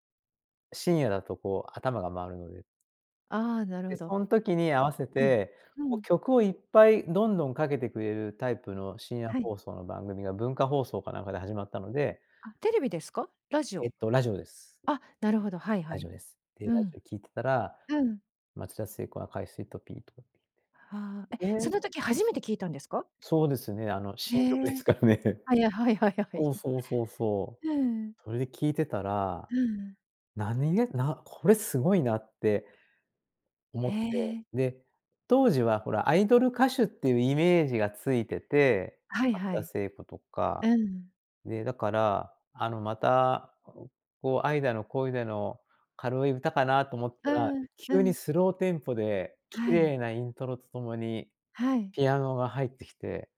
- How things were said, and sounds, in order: laughing while speaking: "はい はい はい はい"; laughing while speaking: "ですからね"
- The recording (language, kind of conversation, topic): Japanese, podcast, 心に残っている曲を1曲教えてもらえますか？